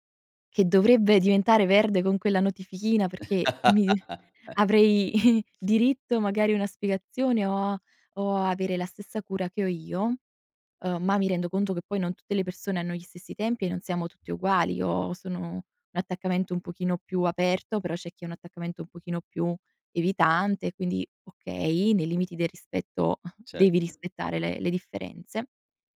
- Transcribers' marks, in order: laugh; chuckle
- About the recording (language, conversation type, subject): Italian, podcast, Cosa ti spinge a bloccare o silenziare qualcuno online?